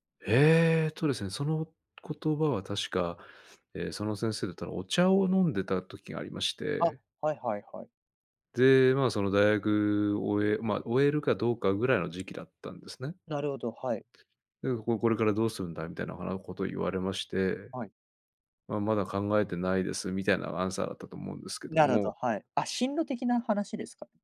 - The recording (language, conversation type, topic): Japanese, podcast, 誰かの一言で人生が変わった経験はありますか？
- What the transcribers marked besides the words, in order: none